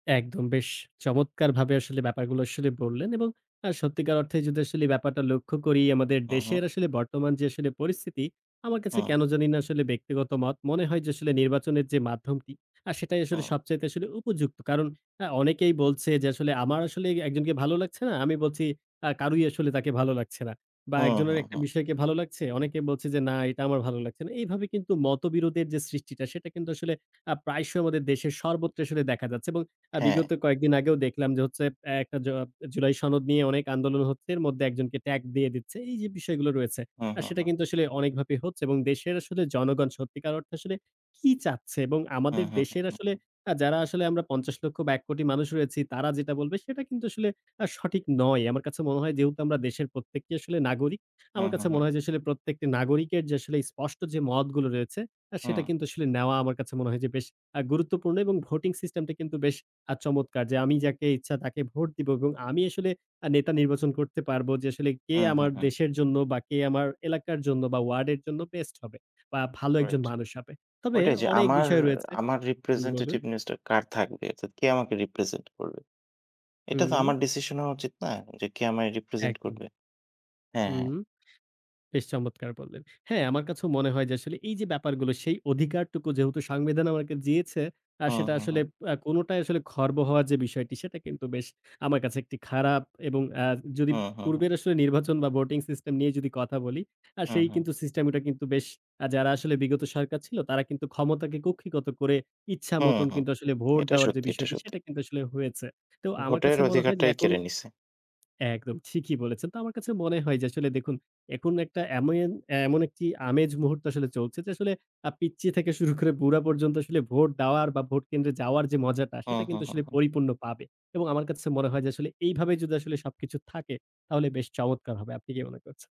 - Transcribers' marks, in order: "কারোই" said as "কারুই"; in English: "representativeness"; tapping; "এখন" said as "একুন"
- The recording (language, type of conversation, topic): Bengali, unstructured, জনগণের ভোট কীভাবে দেশের ভবিষ্যৎ গঠন করে?